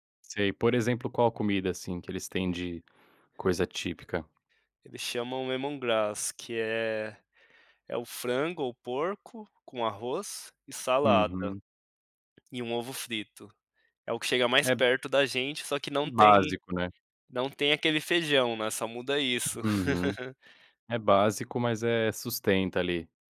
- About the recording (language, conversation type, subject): Portuguese, podcast, Você pode me contar sobre uma viagem em meio à natureza que mudou a sua visão de mundo?
- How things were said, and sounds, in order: in English: "Lemongrass"; chuckle